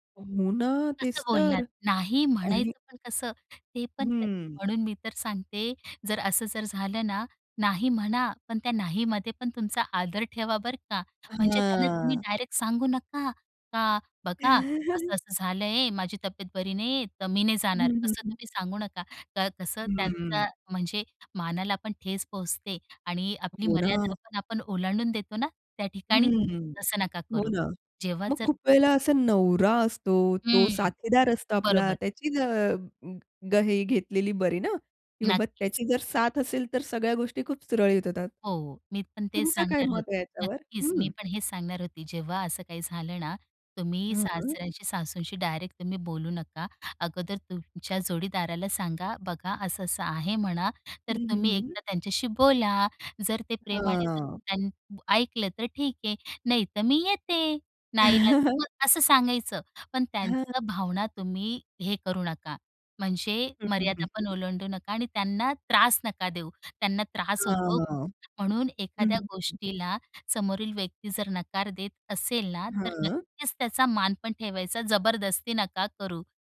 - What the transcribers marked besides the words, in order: laugh; tapping; other background noise; unintelligible speech; laugh
- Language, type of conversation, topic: Marathi, podcast, संबंधांमध्ये मर्यादा तुम्ही कशा ठरवता आणि पाळता?